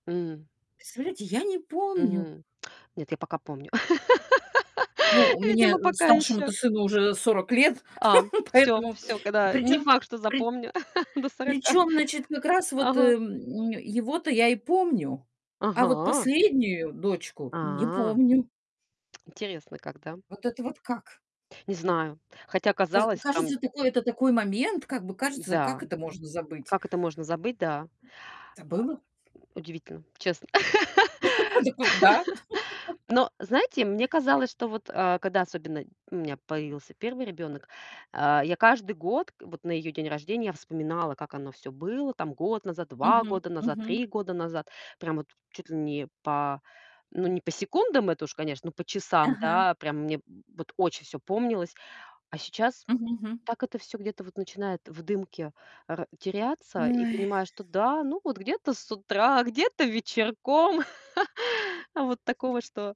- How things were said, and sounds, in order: static; laugh; chuckle; laugh; tapping; laugh; sigh; other background noise; laugh
- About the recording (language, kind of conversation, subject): Russian, unstructured, Какие моменты из прошлого ты хотел бы пережить снова?